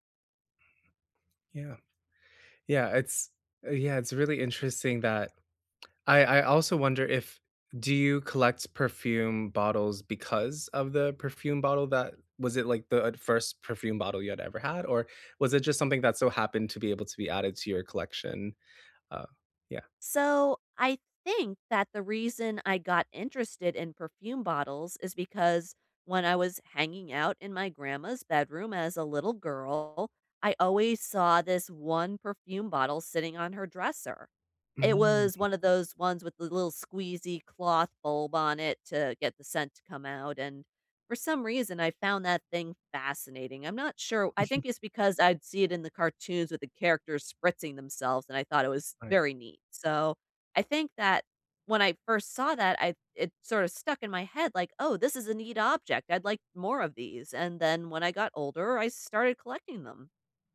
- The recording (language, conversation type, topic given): English, unstructured, What role do memories play in coping with loss?
- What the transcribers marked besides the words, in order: other background noise; tapping